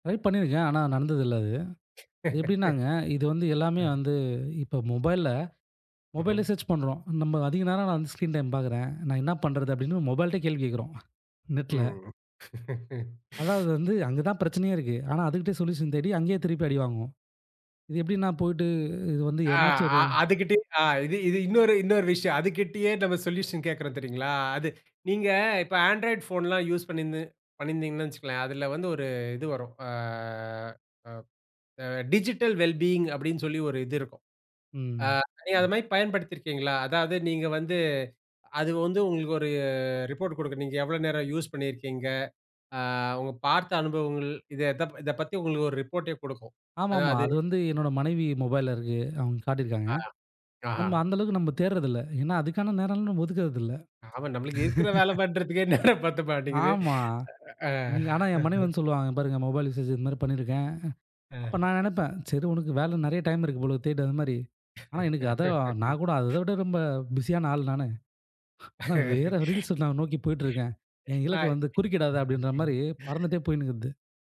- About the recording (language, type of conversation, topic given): Tamil, podcast, மொபைல் திரை நேரத்தை எப்படி கட்டுப்படுத்தலாம்?
- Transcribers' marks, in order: laugh; in English: "சேர்ச்"; in English: "ஸ்கிரீன் டைம்"; laugh; inhale; in English: "சொல்யூஷன்"; in English: "சொல்யூஷன்"; in English: "ஆண்ட்ராய்ட் போன்லாம் யூஸ்"; in English: "டிஜிட்டல் வெல் பீயிங்"; laugh; laughing while speaking: "பண்றதுக்கே நேரம் பத்த மாட்டேங்குது"; inhale; laugh; laugh; other noise; laugh; inhale; inhale